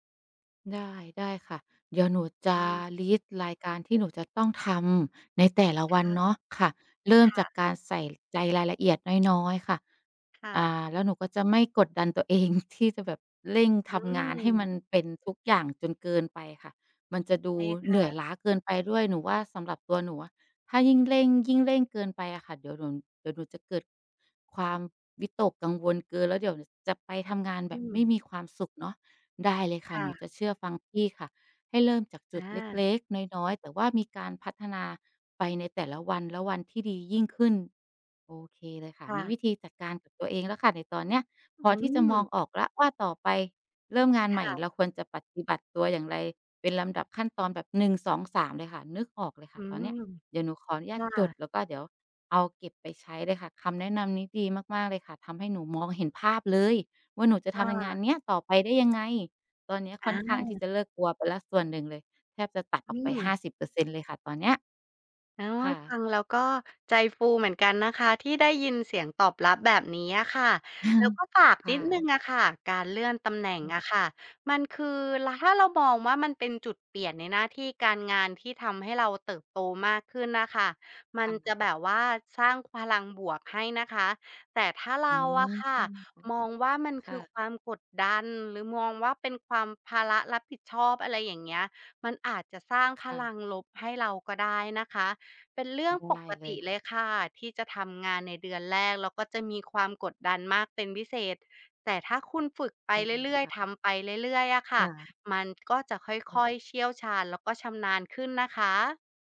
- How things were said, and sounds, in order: tapping; other background noise; chuckle; unintelligible speech
- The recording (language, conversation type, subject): Thai, advice, เมื่อคุณได้เลื่อนตำแหน่งหรือเปลี่ยนหน้าที่ คุณควรรับมือกับความรับผิดชอบใหม่อย่างไร?